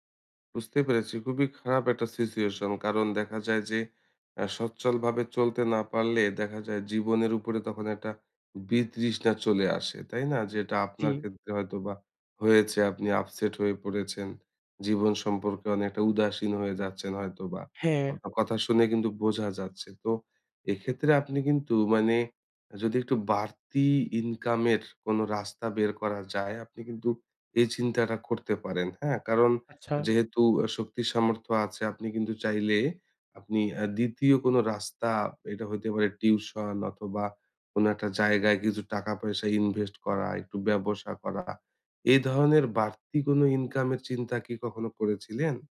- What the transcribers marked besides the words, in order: in English: "সিচুয়েশন"; horn
- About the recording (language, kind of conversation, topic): Bengali, advice, মাসের শেষে বারবার টাকা শেষ হয়ে যাওয়ার কারণ কী?